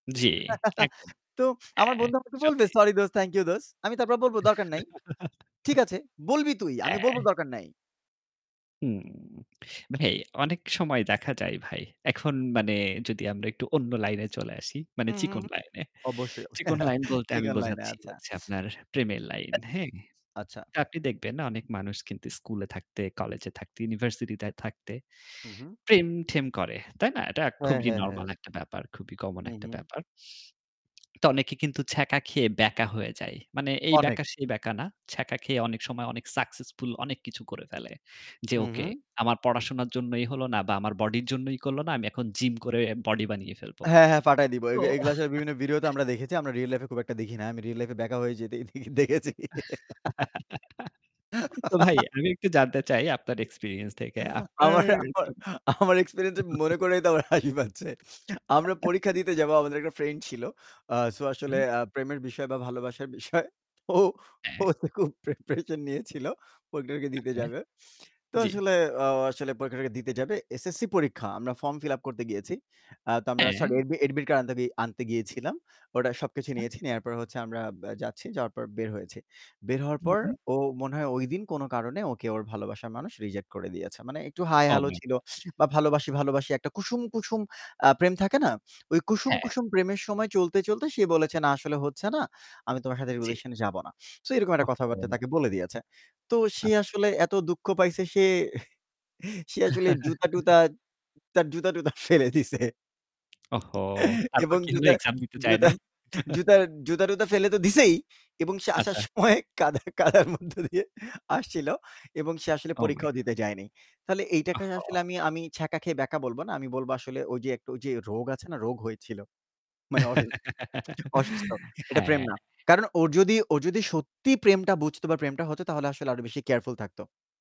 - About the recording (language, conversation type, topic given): Bengali, unstructured, তোমার মতে ভালোবাসার সবচেয়ে গুরুত্বপূর্ণ দিক কী?
- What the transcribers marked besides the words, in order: static; laugh; giggle; chuckle; other noise; in English: "সাকসেসফুল"; laugh; in English: "রিয়াল লাইফ"; in English: "রিয়াল লাইফ"; giggle; laugh; in English: "এক্সপেরিয়েন্স"; laughing while speaking: "আমার আমার আমার এক্সপেরিয়েন্স মনে করেই তো আমার হাসি পাচ্ছে"; in English: "এক্সপেরিয়েন্স"; giggle; laugh; distorted speech; in English: "এডমিট-কার্ড"; in English: "ওহ মাই গড!"; in English: "রিলেশন"; giggle; laugh; in English: "ও মাই গড!"; giggle; in English: "কেয়ারফুল"